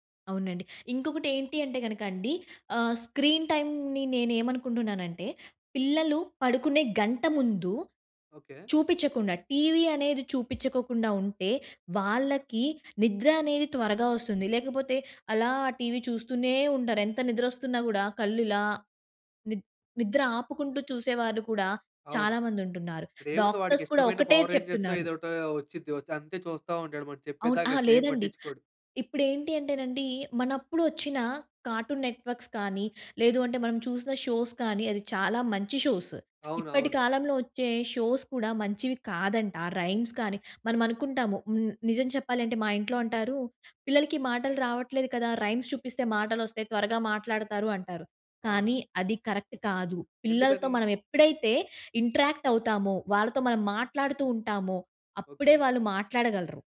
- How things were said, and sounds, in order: in English: "స్క్రీన్ టైంని"; in English: "డాక్టర్స్"; in English: "కార్టూన్ నెట్వర్క్స్"; in English: "షోస్"; in English: "షోస్"; in English: "షోస్"; in English: "రైమ్స్"; in English: "రైమ్స్"; in English: "కరెక్ట్"; in English: "ఇంట్రాక్ట్"
- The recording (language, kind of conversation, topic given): Telugu, podcast, పిల్లల ఫోన్ వినియోగ సమయాన్ని పర్యవేక్షించాలా వద్దా అనే విషయంలో మీరు ఎలా నిర్ణయం తీసుకుంటారు?